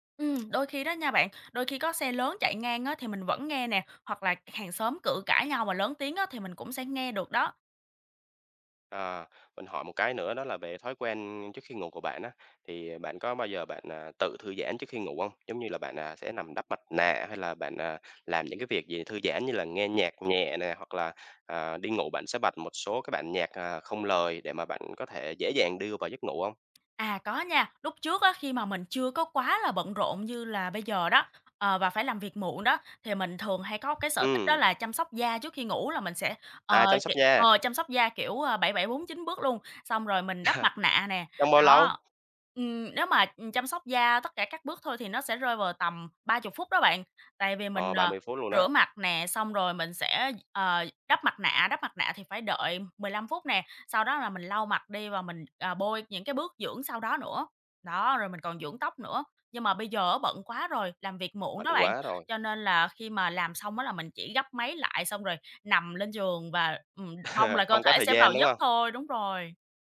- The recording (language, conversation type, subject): Vietnamese, advice, Làm việc muộn khiến giấc ngủ của bạn bị gián đoạn như thế nào?
- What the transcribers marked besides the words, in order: tapping; chuckle; laugh